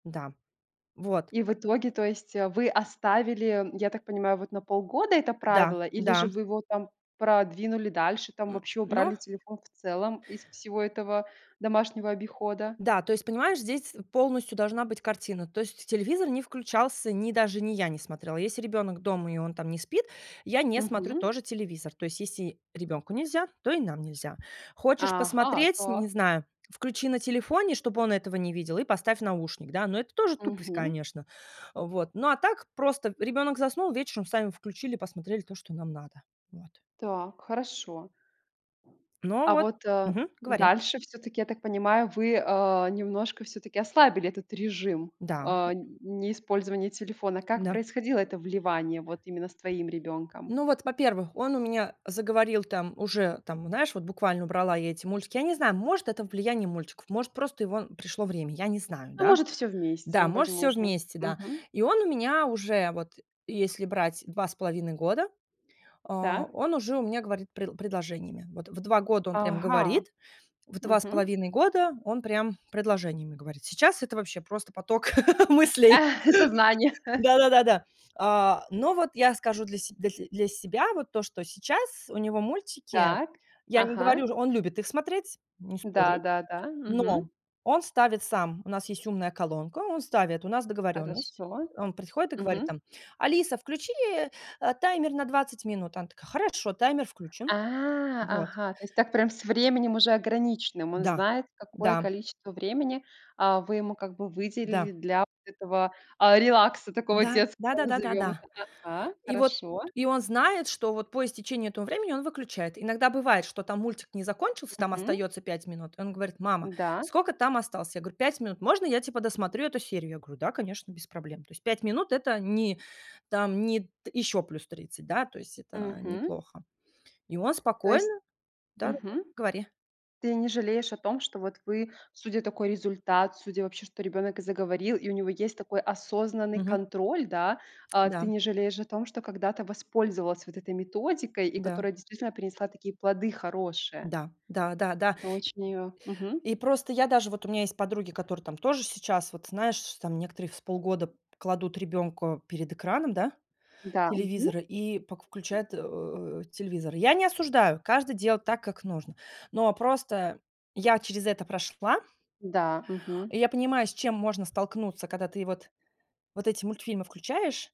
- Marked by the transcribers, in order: tapping; chuckle; laughing while speaking: "Сознание"; laugh; chuckle; put-on voice: "Алиса, включи, э, таймер на двадцать минут"; stressed: "осознанный"; other background noise
- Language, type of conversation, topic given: Russian, podcast, Как вы регулируете экранное время у детей?